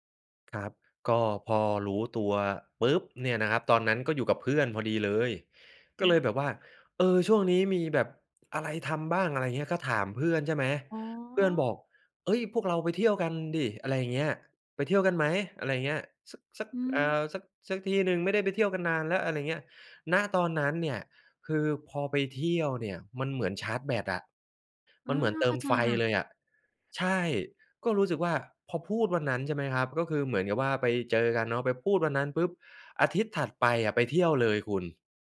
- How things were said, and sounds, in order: none
- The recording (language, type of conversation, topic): Thai, podcast, เวลารู้สึกหมดไฟ คุณมีวิธีดูแลตัวเองอย่างไรบ้าง?